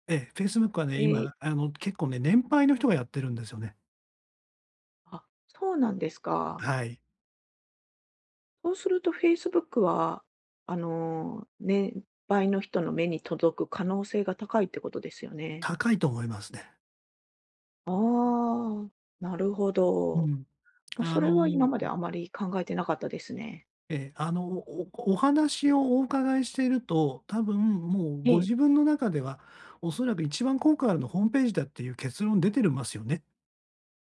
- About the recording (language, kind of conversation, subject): Japanese, advice, 選択肢が多すぎて将来の大きな決断ができないとき、迷わず決めるにはどうすればよいですか？
- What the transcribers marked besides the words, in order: none